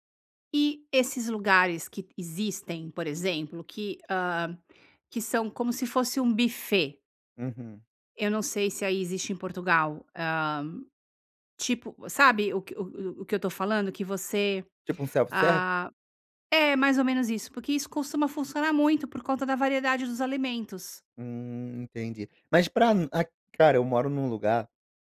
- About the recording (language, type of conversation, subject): Portuguese, advice, Como equilibrar a praticidade dos alimentos industrializados com a minha saúde no dia a dia?
- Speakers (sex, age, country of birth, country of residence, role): female, 50-54, Brazil, United States, advisor; male, 35-39, Brazil, Portugal, user
- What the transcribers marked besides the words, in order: none